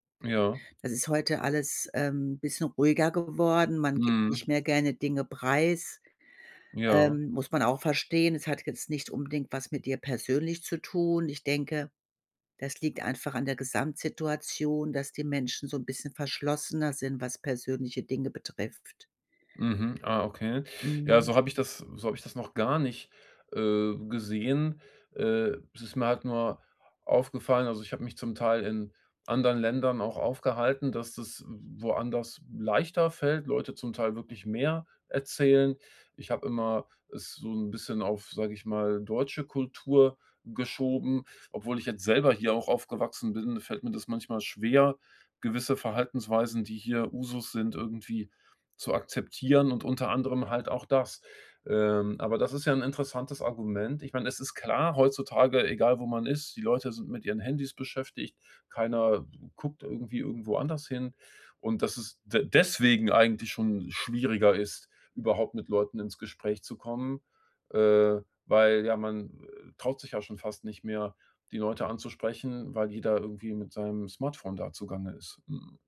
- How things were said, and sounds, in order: other background noise
- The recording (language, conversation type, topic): German, advice, Wie kann ich Gespräche vertiefen, ohne aufdringlich zu wirken?